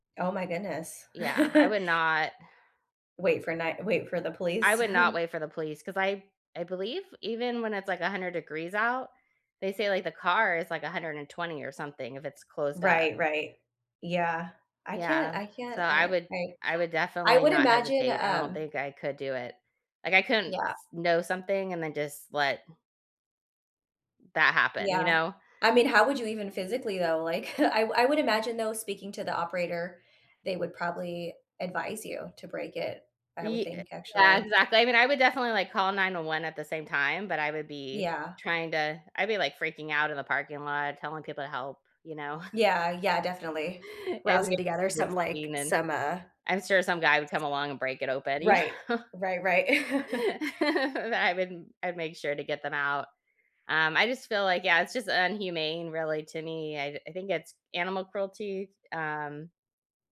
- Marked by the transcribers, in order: chuckle; chuckle; tapping; chuckle; chuckle; unintelligible speech; laughing while speaking: "you know?"; laugh; chuckle; "inhumane" said as "unhumane"
- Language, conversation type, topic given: English, unstructured, How do you feel when you see pets left in hot cars?